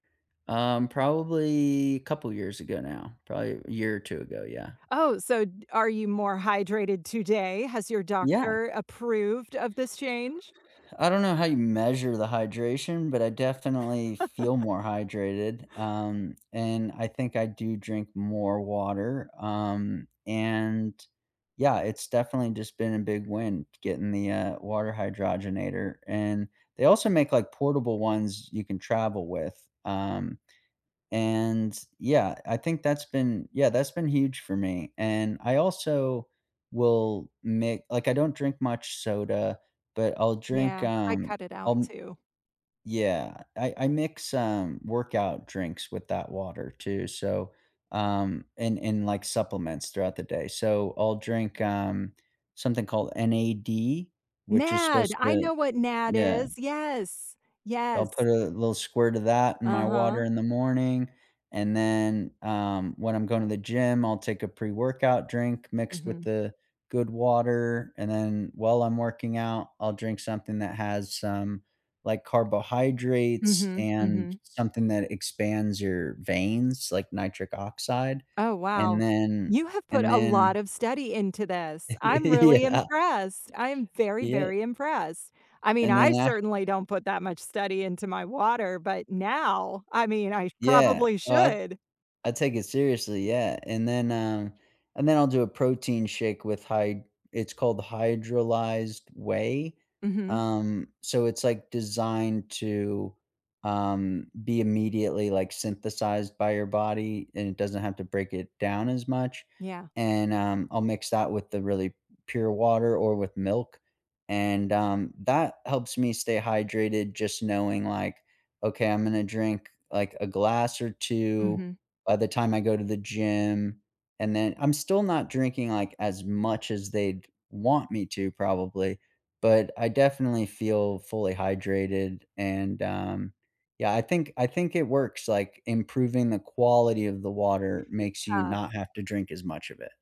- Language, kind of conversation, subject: English, unstructured, What hydration hacks do you actually remember to use, and what’s the story behind them?
- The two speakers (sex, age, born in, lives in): female, 45-49, United States, United States; male, 40-44, United States, United States
- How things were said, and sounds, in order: drawn out: "probably"; chuckle; other background noise; chuckle; laughing while speaking: "Yeah"; background speech